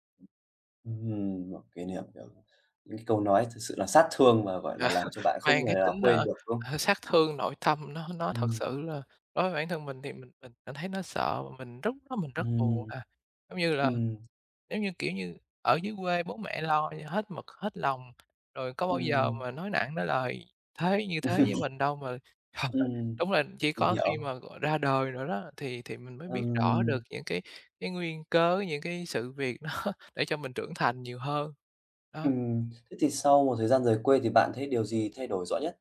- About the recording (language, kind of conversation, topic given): Vietnamese, podcast, Lần đầu tiên rời quê đi xa, bạn cảm thấy thế nào?
- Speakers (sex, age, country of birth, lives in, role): male, 25-29, Vietnam, Vietnam, host; other, 60-64, Vietnam, Vietnam, guest
- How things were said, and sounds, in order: other background noise; tapping; chuckle; chuckle; laughing while speaking: "đó"